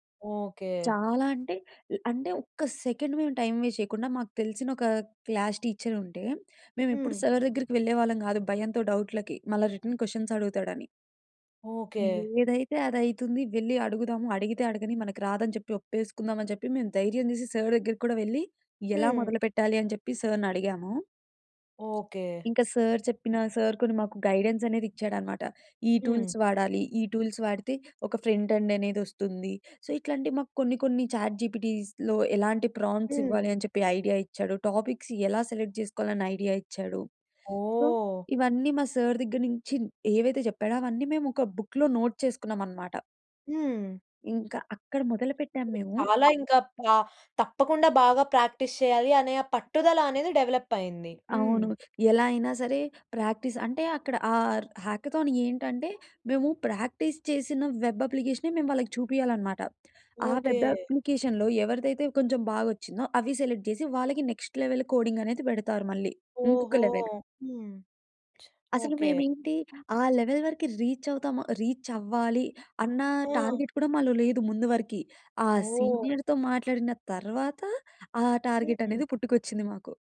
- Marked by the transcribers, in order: in English: "సెకండ్"; in English: "వేస్ట్"; in English: "సార్"; in English: "డౌట్‌లకి"; in English: "రిటర్న్"; in English: "సార్"; in English: "సార్‌నడిగాము"; in English: "సార్"; in English: "సార్"; in English: "టూల్స్"; in English: "టూల్స్"; in English: "ఫ్రంట్ ఎండ్"; in English: "సో"; in English: "చాట్‌జీపీటీస్‌లో"; in English: "ప్రాంప్ట్స్"; in English: "టాపిక్స్"; in English: "సెలెక్ట్"; in English: "సో"; in English: "సార్"; in English: "బుక్‌లో నోట్"; other background noise; in English: "ప్రాక్టీస్"; in English: "డెవలప్"; in English: "ప్రాక్టీస్"; in English: "ఆ‌ర్ హ్యాకథాన్"; in English: "ప్రాక్టీస్"; in English: "వెబ్"; in English: "వెబ్ అప్లికేషన్‌లో"; in English: "సెలెక్ట్"; in English: "నెక్స్ట్ లెవెల్ కోడింగ్"; in English: "లెవెల్"; in English: "లెవెల్"; in English: "రీచ్"; in English: "రీచ్"; in English: "టార్గెట్"; in English: "సీనియర్‌తో"; in English: "టార్గెట్"
- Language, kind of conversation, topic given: Telugu, podcast, ప్రాక్టీస్‌లో మీరు ఎదుర్కొన్న అతిపెద్ద ఆటంకం ఏమిటి, దాన్ని మీరు ఎలా దాటేశారు?